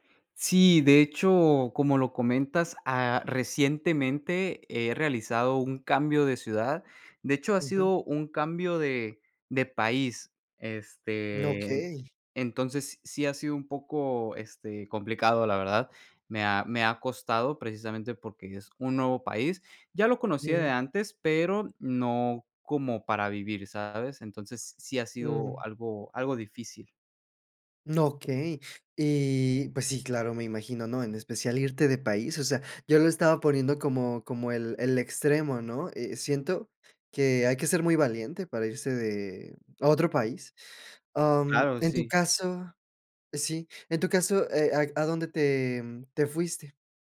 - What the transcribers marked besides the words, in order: none
- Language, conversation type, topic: Spanish, podcast, ¿Qué cambio de ciudad te transformó?
- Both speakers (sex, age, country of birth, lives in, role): male, 20-24, Mexico, Mexico, host; male, 20-24, Mexico, United States, guest